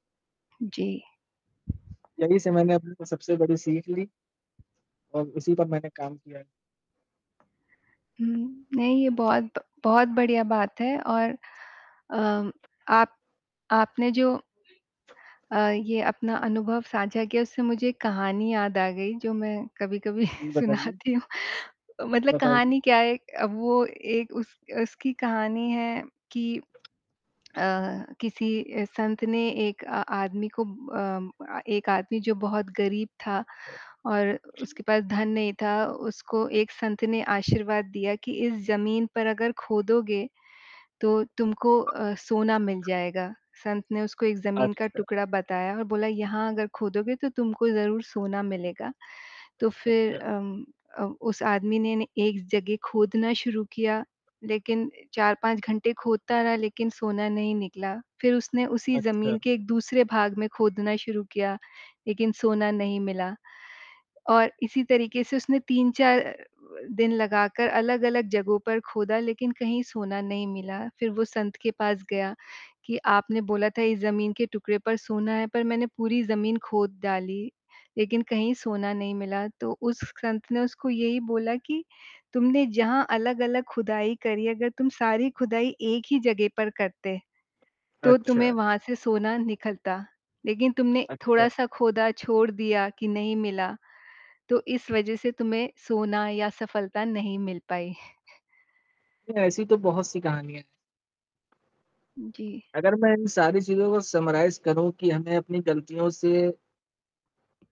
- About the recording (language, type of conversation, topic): Hindi, unstructured, आपकी ज़िंदगी में अब तक की सबसे बड़ी सीख क्या रही है?
- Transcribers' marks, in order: static; other noise; laughing while speaking: "सुनाती हूँ"; lip smack; distorted speech; other background noise; tapping; chuckle; in English: "समराइज़"